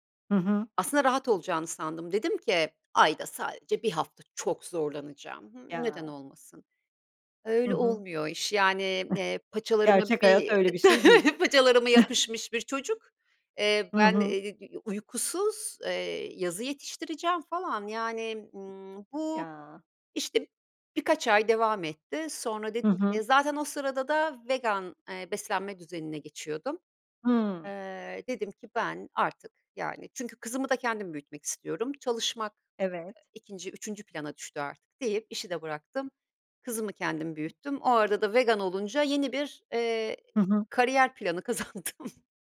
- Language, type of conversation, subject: Turkish, podcast, Alışkanlık değiştirirken ilk adımın ne olur?
- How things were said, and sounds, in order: chuckle; chuckle; unintelligible speech; tapping; other noise; other background noise; laughing while speaking: "kazandım"